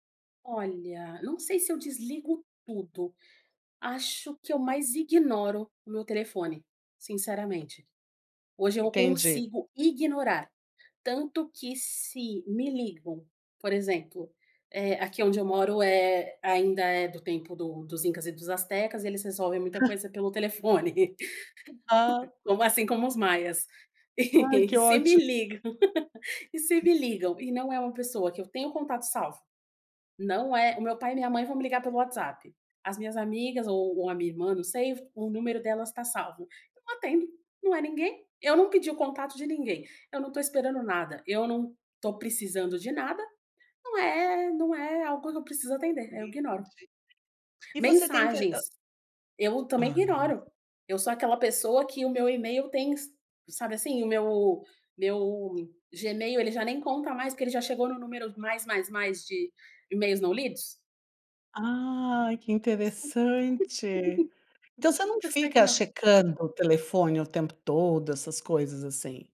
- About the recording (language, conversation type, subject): Portuguese, podcast, Como você equilibra a vida offline e o uso das redes sociais?
- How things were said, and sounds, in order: laugh; laugh